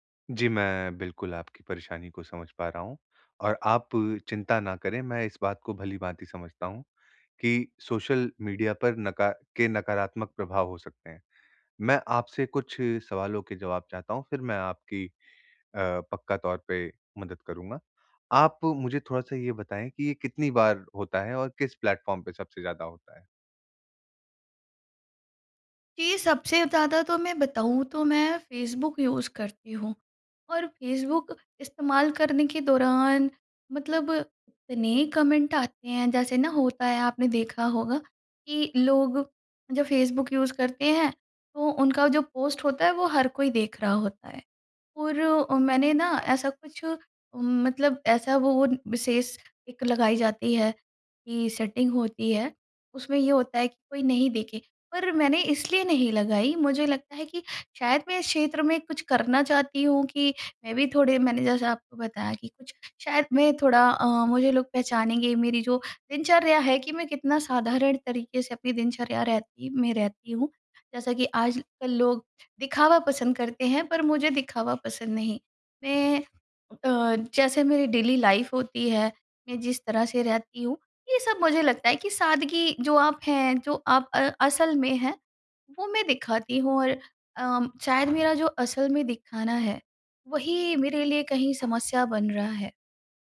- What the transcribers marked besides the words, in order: in English: "प्लेटफ़ॉर्म"; in English: "यूज़"; in English: "कमेंट"; in English: "यूज़"; in English: "सेटिंग"; in English: "डेली लाइफ़"; other background noise
- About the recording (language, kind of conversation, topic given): Hindi, advice, सोशल मीडिया पर अनजान लोगों की नकारात्मक टिप्पणियों से मैं परेशान क्यों हो जाता/जाती हूँ?